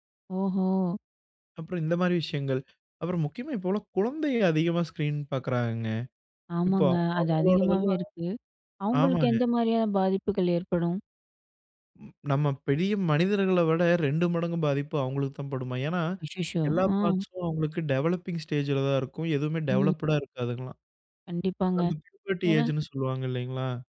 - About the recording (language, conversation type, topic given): Tamil, podcast, இருட்டில் திரையைப் பார்ப்பது உங்கள் தூக்கத்தை பாதிப்பதா?
- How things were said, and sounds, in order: in English: "ஸ்கிரீன்"; other background noise; in English: "பார்ட்ஸ்ம்"; in English: "டெவலப்பிங் ஸ்டேஜ்ல"; in English: "டெவலப்டுடா"; in English: "பூபர்டி ஏஜ்ன்னு"